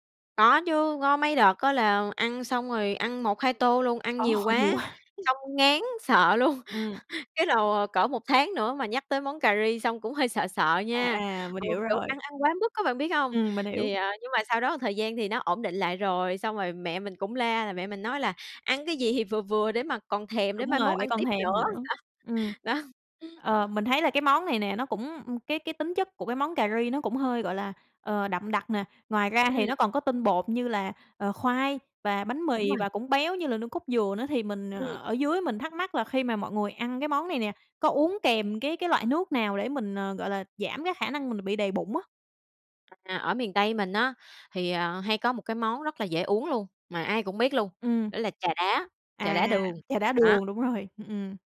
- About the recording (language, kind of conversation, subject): Vietnamese, podcast, Bạn nhớ món ăn gia truyền nào nhất không?
- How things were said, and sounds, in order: tapping; laughing while speaking: "Ồ"; laughing while speaking: "quá!"; laugh; laughing while speaking: "luôn"; laugh; laughing while speaking: "Đó, đó"; laugh